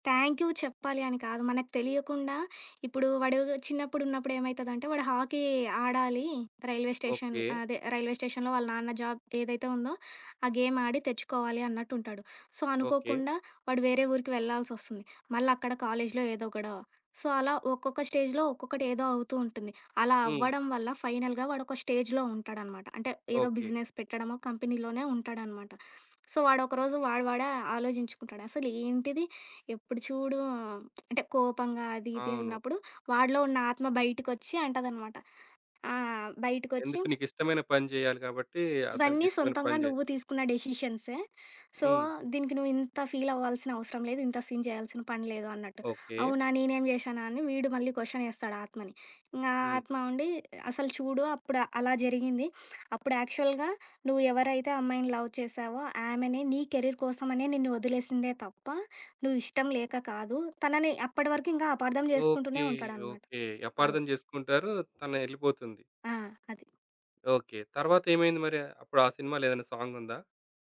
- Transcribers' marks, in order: in English: "థ్యాంక్యూ"; in English: "హాకీ"; in English: "రైల్వే స్టేషన్"; in English: "రైల్వే స్టేషన్‌లో"; in English: "జాబ్"; in English: "గేమ్"; in English: "సో"; in English: "సో"; in English: "స్టేజ్‌లో"; in English: "ఫైనల్‌గా"; in English: "స్టేజ్‌లో"; in English: "బిజినెస్"; in English: "కంపెనీలోనే"; sniff; in English: "సో"; lip smack; tapping; in English: "డెసిషన్స్. సో"; in English: "సీన్"; sniff; in English: "యాక్చువల్‌గా"; in English: "లవ్"; in English: "కెరీర్"; in English: "సాంగ్"
- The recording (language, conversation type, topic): Telugu, podcast, ఏ పాటలు మీ మనస్థితిని వెంటనే మార్చేస్తాయి?